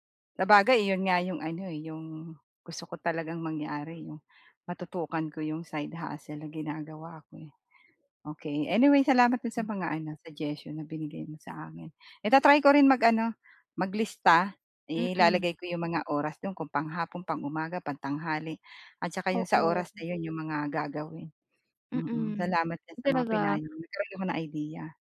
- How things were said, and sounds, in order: none
- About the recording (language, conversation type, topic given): Filipino, advice, Paano ako makapagtatakda ng oras para sa malalim na pagtatrabaho?